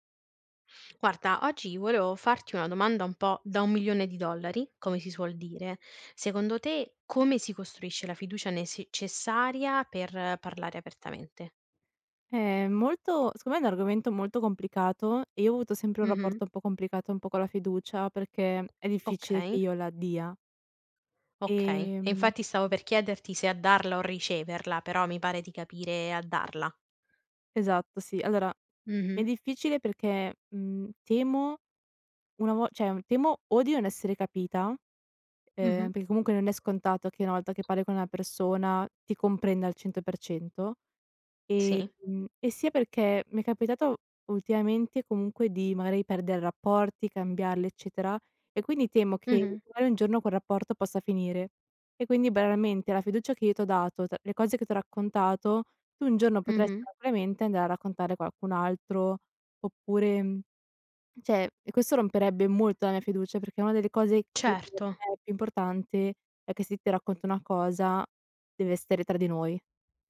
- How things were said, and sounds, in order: "necessaria" said as "nesecessaria"; tapping; other background noise; "cioè" said as "ceh"; "cioè" said as "ceh"
- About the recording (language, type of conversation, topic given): Italian, podcast, Come si costruisce la fiducia necessaria per parlare apertamente?